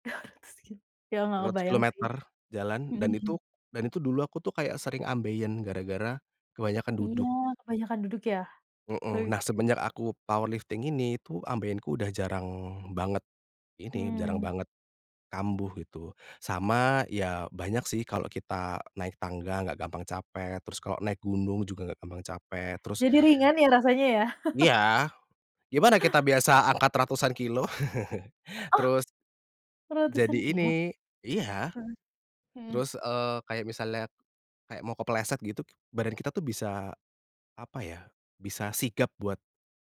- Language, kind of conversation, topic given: Indonesian, podcast, Kapan hobi pernah membuatmu keasyikan sampai lupa waktu?
- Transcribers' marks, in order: laughing while speaking: "dua ratus kilo"; unintelligible speech; in English: "powerlifting"; tapping; laugh; laugh